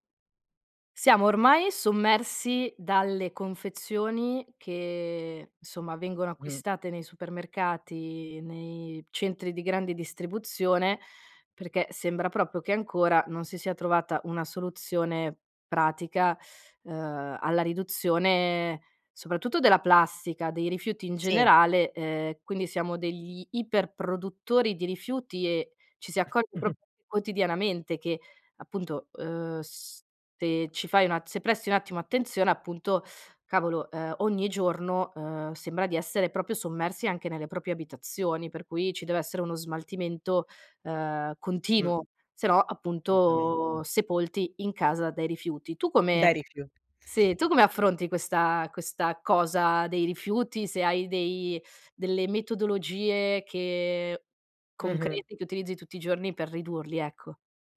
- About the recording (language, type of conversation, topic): Italian, podcast, Cosa fai ogni giorno per ridurre i rifiuti?
- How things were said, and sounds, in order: "insomma" said as "nsomma"; chuckle; teeth sucking; "Assolutamente" said as "solutamente"; "sì" said as "seh"; inhale; other background noise